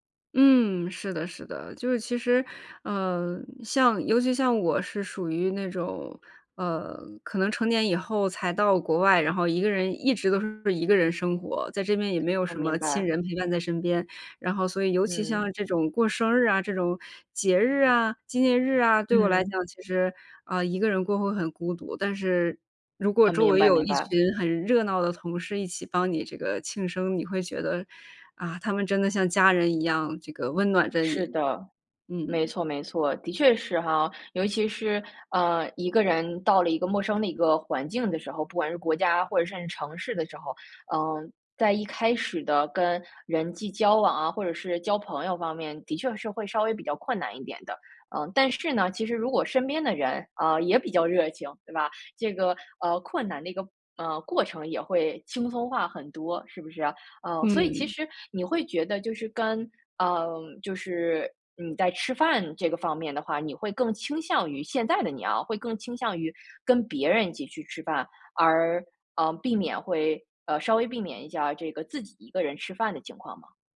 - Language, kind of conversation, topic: Chinese, podcast, 你能聊聊一次大家一起吃饭时让你觉得很温暖的时刻吗？
- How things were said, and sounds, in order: none